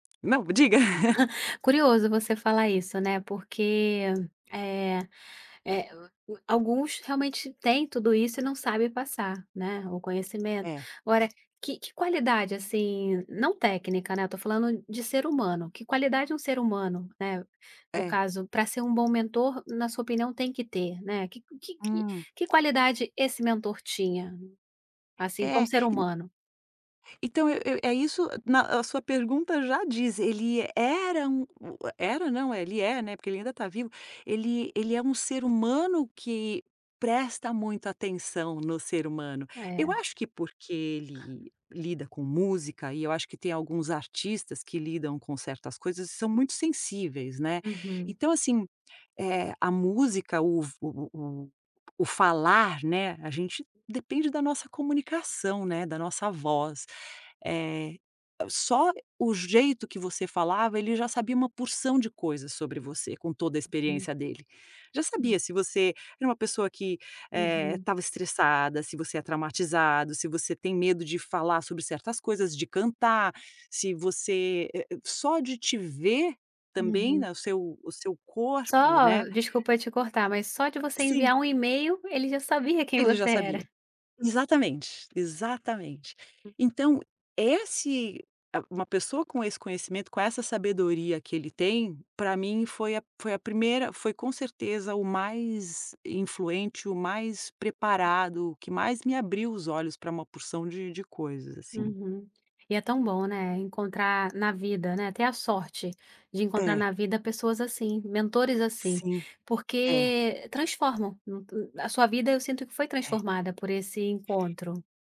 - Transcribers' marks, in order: laugh; tapping; other background noise; other noise
- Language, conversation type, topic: Portuguese, podcast, Como você escolhe um bom mentor hoje em dia?